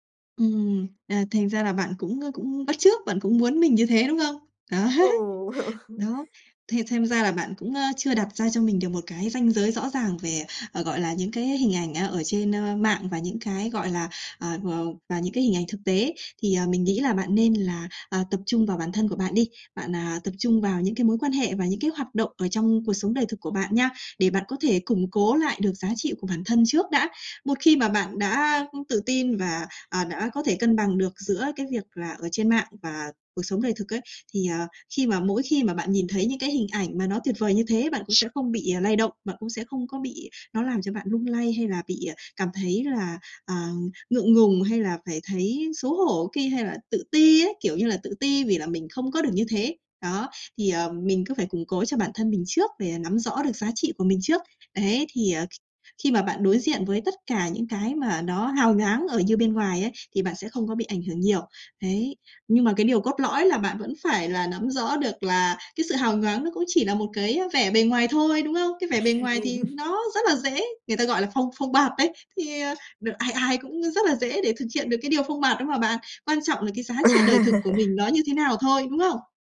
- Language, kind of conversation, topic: Vietnamese, advice, Làm sao để bớt đau khổ khi hình ảnh của bạn trên mạng khác với con người thật?
- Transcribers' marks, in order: laughing while speaking: "Đấy"; laugh; tapping; other background noise; unintelligible speech; laugh